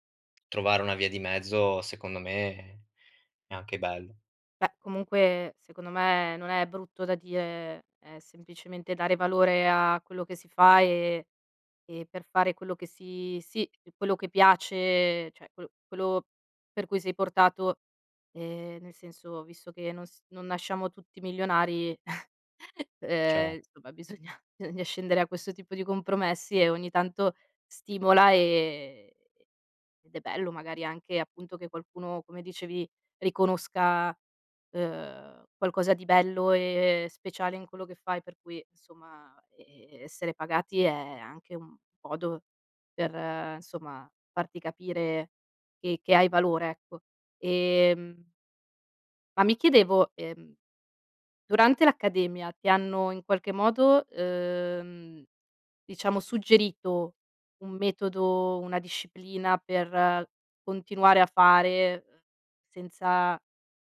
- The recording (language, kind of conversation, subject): Italian, podcast, Come bilanci divertimento e disciplina nelle tue attività artistiche?
- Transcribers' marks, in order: "cioè" said as "ceh"; "quello-" said as "quelo"; "quello" said as "quelo"; chuckle; laughing while speaking: "bisogna"